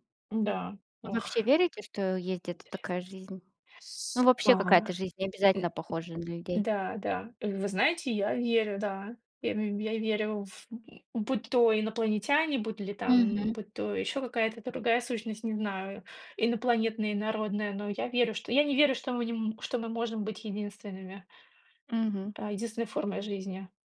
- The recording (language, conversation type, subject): Russian, unstructured, Почему людей интересуют космос и исследования планет?
- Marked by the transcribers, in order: tapping